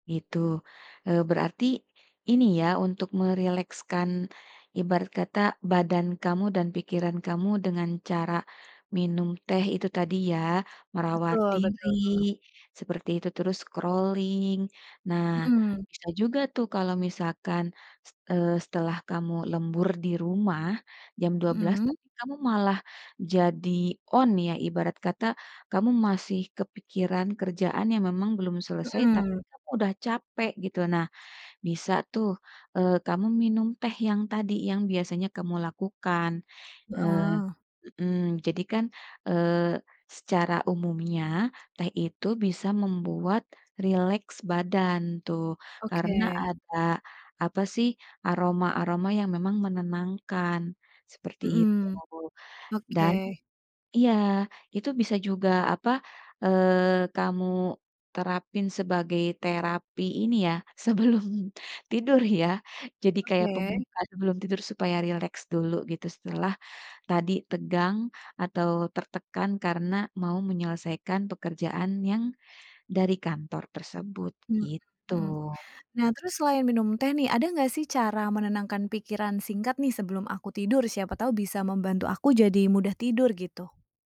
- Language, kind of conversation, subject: Indonesian, advice, Mengapa saya sulit tidur saat memikirkan pekerjaan yang menumpuk?
- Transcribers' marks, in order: in English: "scrolling"; in English: "on"